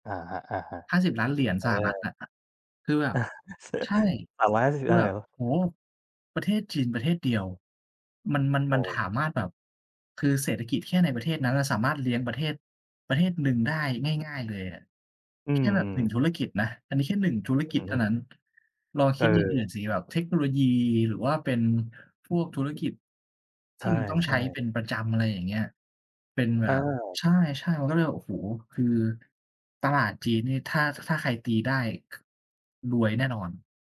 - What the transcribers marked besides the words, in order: laugh; tapping; "สามารถ" said as "ถามารถ"
- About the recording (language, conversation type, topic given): Thai, unstructured, เทคโนโลยีเปลี่ยนแปลงชีวิตประจำวันของคุณอย่างไรบ้าง?